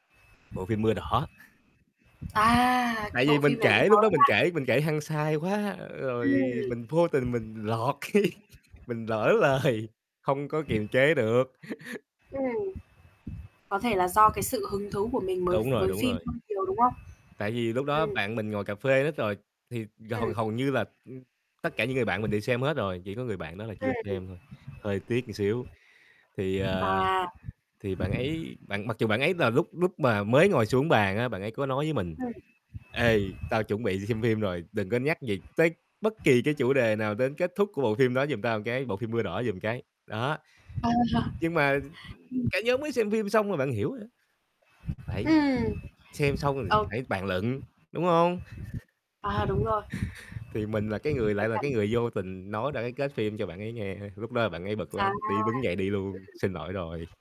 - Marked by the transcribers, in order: chuckle; static; tapping; unintelligible speech; laughing while speaking: "cái"; other background noise; laughing while speaking: "lời"; chuckle; distorted speech; unintelligible speech; "một" said as "ưn"; laughing while speaking: "Ờ"; chuckle; chuckle
- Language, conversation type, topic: Vietnamese, podcast, Bạn ghét bị tiết lộ nội dung trước hay thích biết trước cái kết?